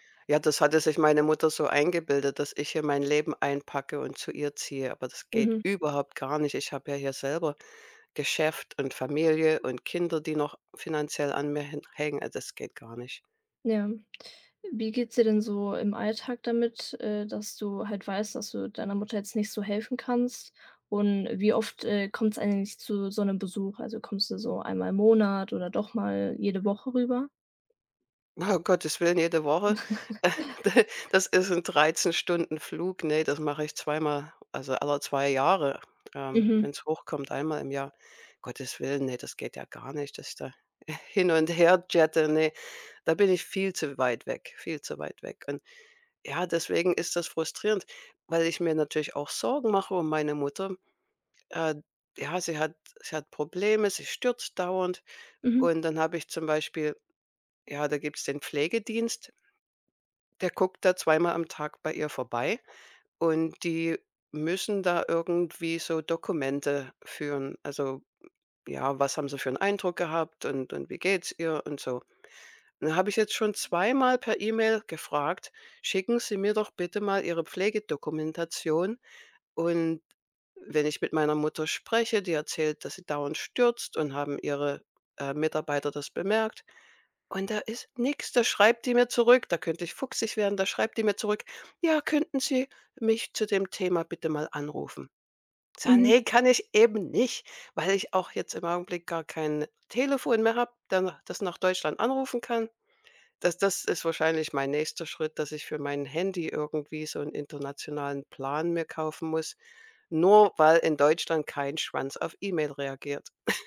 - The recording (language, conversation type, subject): German, advice, Wie kann ich die Pflege meiner alternden Eltern übernehmen?
- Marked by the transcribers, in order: stressed: "überhaupt"; other background noise; snort; chuckle; tapping; snort; chuckle